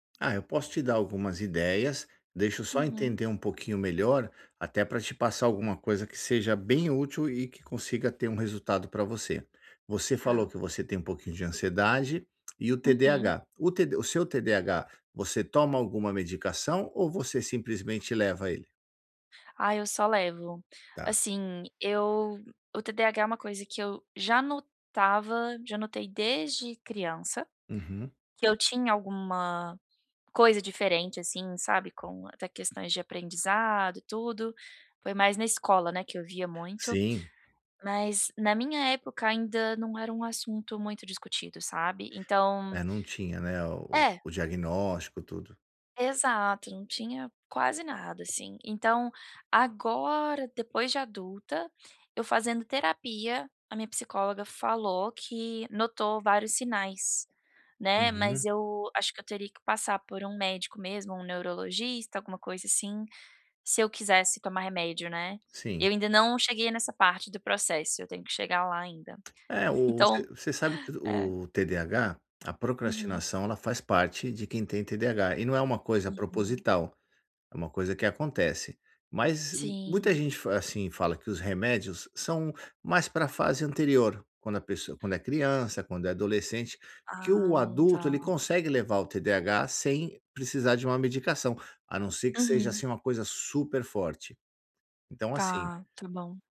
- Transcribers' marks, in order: other background noise; tapping
- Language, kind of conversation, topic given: Portuguese, advice, Como posso me manter motivado(a) para fazer práticas curtas todos os dias?